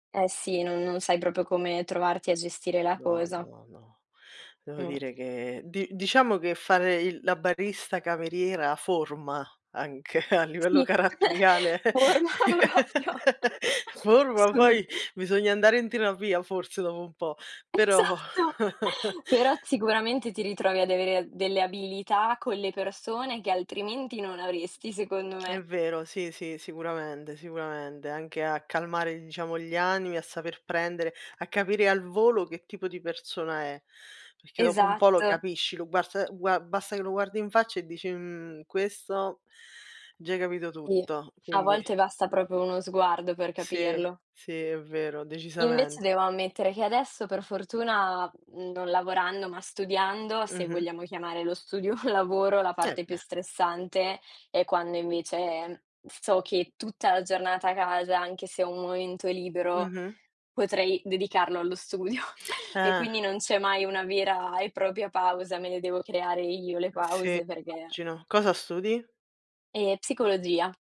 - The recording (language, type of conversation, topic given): Italian, unstructured, Qual è la parte più difficile del tuo lavoro quotidiano?
- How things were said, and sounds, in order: chuckle; laughing while speaking: "forma proprio. Solo tu"; laughing while speaking: "caratteriale"; laugh; laughing while speaking: "Esatto"; chuckle; tapping; tongue click; chuckle; chuckle